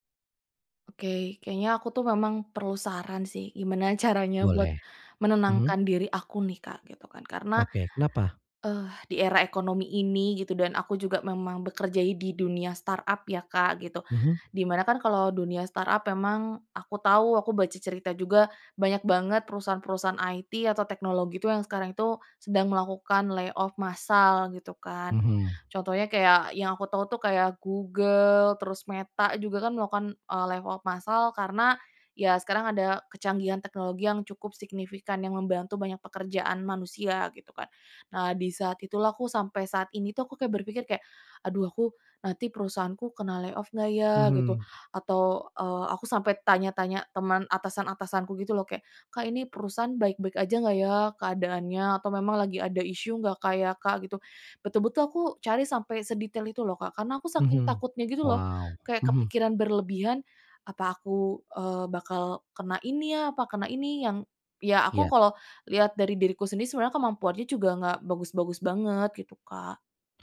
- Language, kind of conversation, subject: Indonesian, advice, Bagaimana perasaan Anda setelah kehilangan pekerjaan dan takut menghadapi masa depan?
- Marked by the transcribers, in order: laughing while speaking: "caranya"; in English: "startup"; in English: "startup"; other background noise; in English: "IT"; in English: "lay off"; in English: "lay off"; in English: "lay off"; tapping